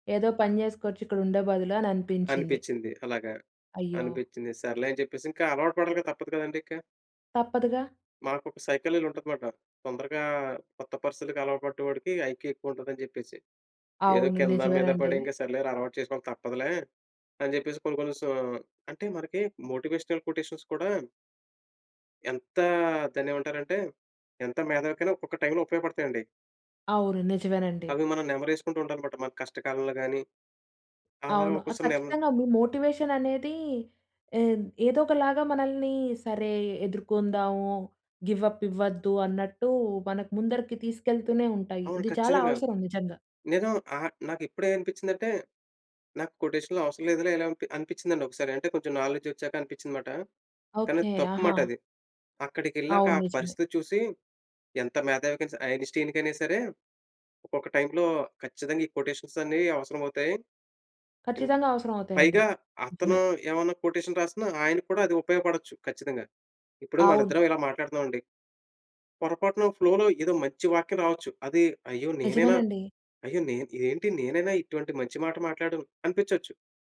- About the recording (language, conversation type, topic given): Telugu, podcast, మీ మొట్టమొదటి పెద్ద ప్రయాణం మీ జీవితాన్ని ఎలా మార్చింది?
- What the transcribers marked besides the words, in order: in English: "సైకులర్"; in English: "ఐక్యూ"; in English: "మోటివేషనల్ కోటేషన్స్"; in English: "మోటివేషన్"; in English: "గివ్ అప్"; in English: "నాలెడ్జ్"; in English: "కొటేషన్స్"; in English: "కొటేషన్"; in English: "ఫ్లోలో"